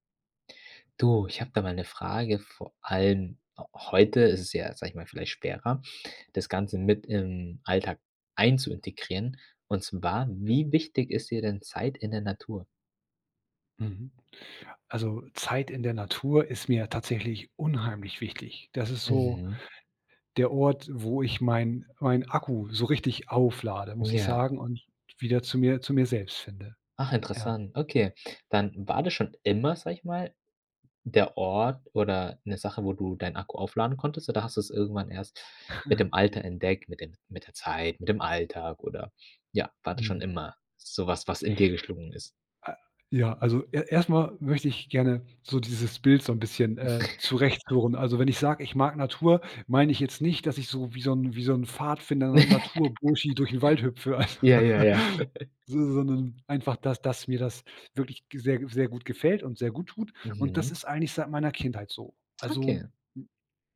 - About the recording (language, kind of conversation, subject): German, podcast, Wie wichtig ist dir Zeit in der Natur?
- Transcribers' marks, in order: stressed: "immer"; chuckle; giggle; chuckle; chuckle; laugh; put-on voice: "Okay"